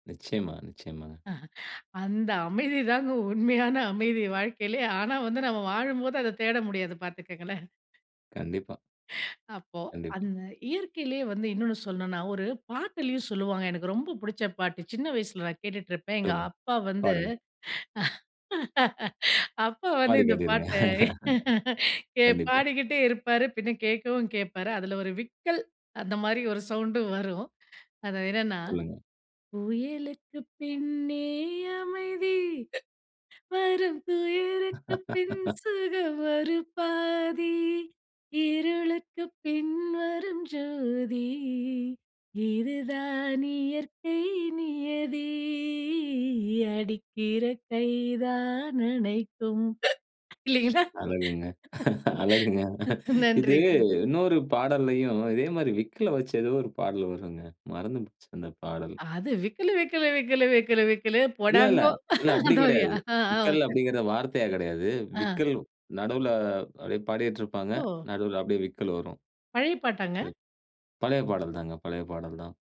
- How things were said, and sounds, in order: laughing while speaking: "அஹ. அந்த அமைதி தாங்க உண்மயான … தேட முடியாது பாத்துக்கோங்களேன்!"; tapping; laugh; laugh; laughing while speaking: "அப்பா வந்து, இந்த பாட்ட கே பாடிக்கிட்டே இருப்பாரு. பின்ன கேட்கவும் கேட்பாரு"; laugh; singing: "புயலுக்குப் பின்னே அமைதி, வரும் புயலுக்கு … கை தான் அணைக்கும்"; hiccup; laughing while speaking: "அழகுங்க, அழகுங்க"; hiccup; laughing while speaking: "இல்லைங்களா? அ நன்றிங்க"; laughing while speaking: "அந்த மாதிரியா?"; unintelligible speech
- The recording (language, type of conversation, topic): Tamil, podcast, இயற்கையின் அமைதியிலிருந்து நீங்கள் என்ன பாடம் கற்றுக்கொண்டீர்கள்?